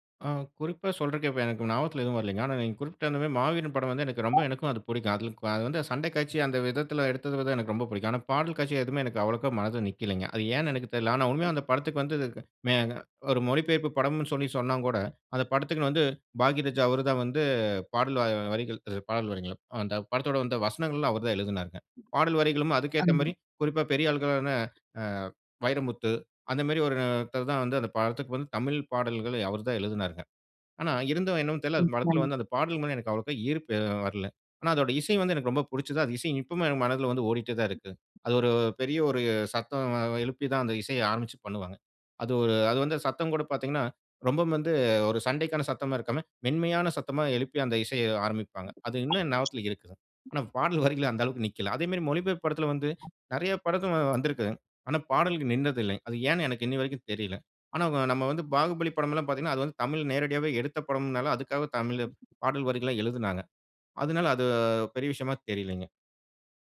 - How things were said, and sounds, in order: other background noise; unintelligible speech; other noise
- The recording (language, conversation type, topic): Tamil, podcast, பாடல் வரிகள் உங்கள் நெஞ்சை எப்படித் தொடுகின்றன?